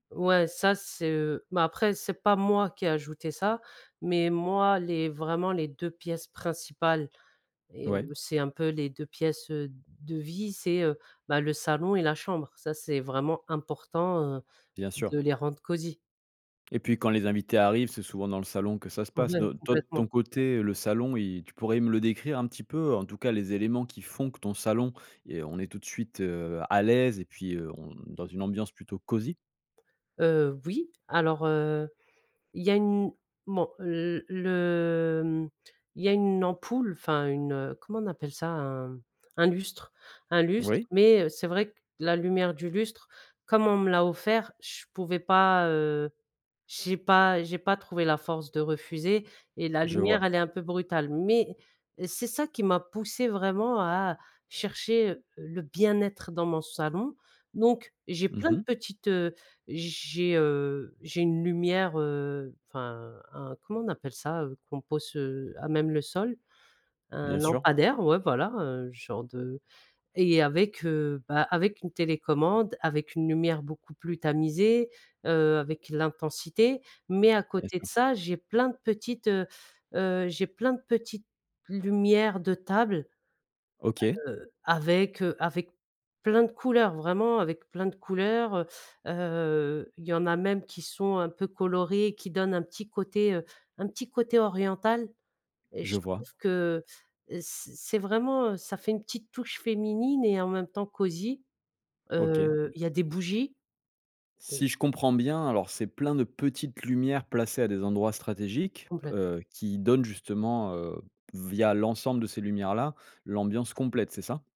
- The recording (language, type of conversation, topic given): French, podcast, Comment créer une ambiance cosy chez toi ?
- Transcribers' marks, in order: stressed: "moi"; tapping